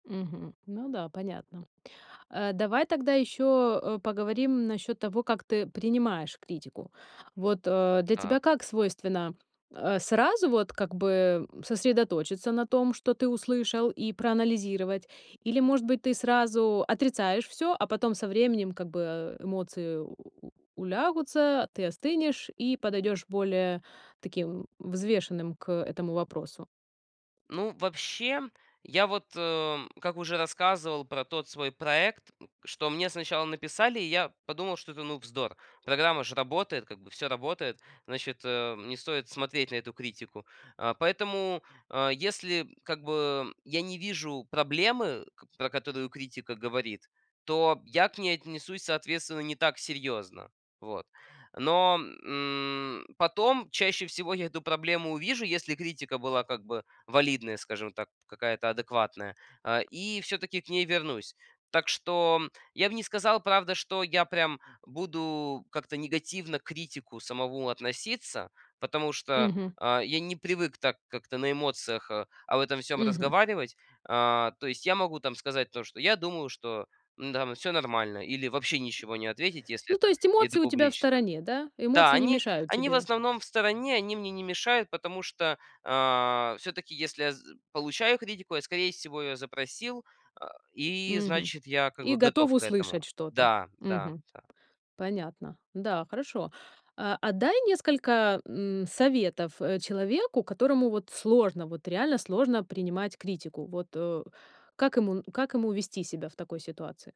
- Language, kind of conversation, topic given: Russian, podcast, Как правильно давать и принимать конструктивную критику?
- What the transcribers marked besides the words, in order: other background noise; tapping